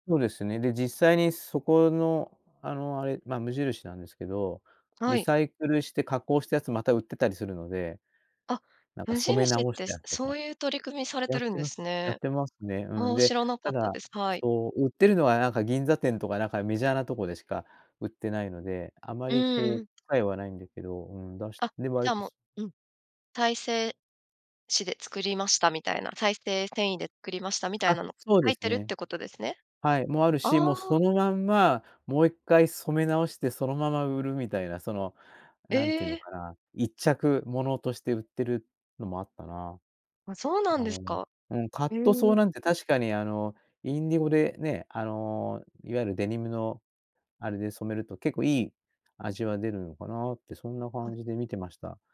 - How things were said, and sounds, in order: tapping
- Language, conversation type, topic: Japanese, podcast, 着なくなった服はどう処分していますか？